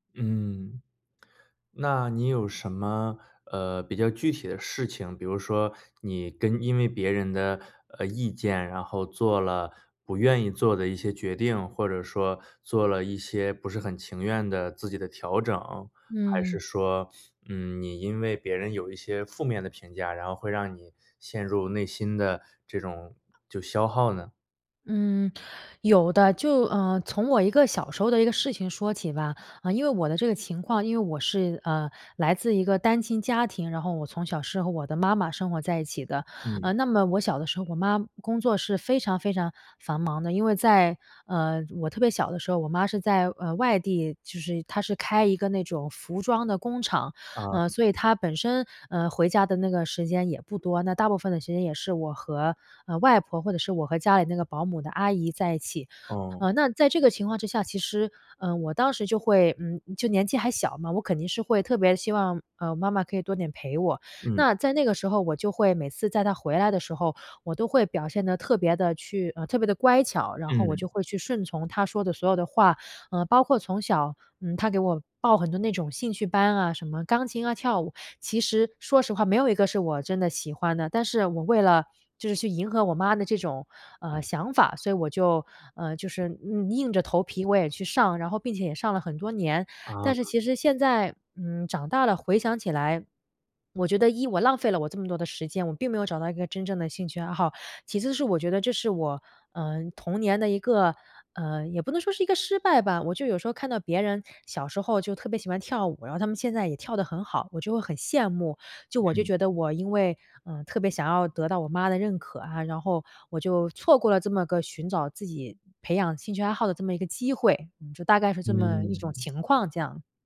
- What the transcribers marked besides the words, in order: none
- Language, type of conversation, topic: Chinese, advice, 我总是过度在意别人的眼光和认可，该怎么才能放下？